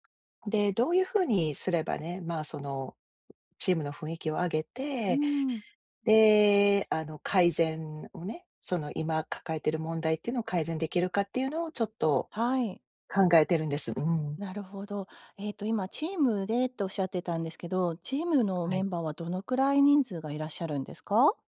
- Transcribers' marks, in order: none
- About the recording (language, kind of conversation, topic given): Japanese, advice, 関係を壊さずに相手に改善を促すフィードバックはどのように伝えればよいですか？